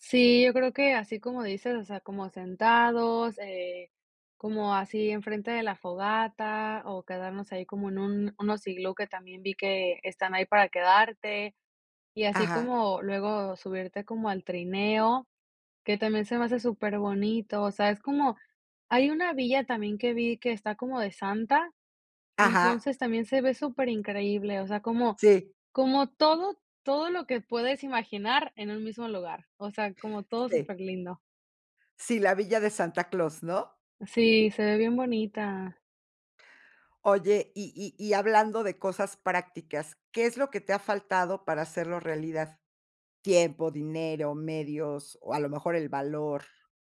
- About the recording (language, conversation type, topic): Spanish, podcast, ¿Qué lugar natural te gustaría visitar antes de morir?
- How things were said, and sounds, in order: other background noise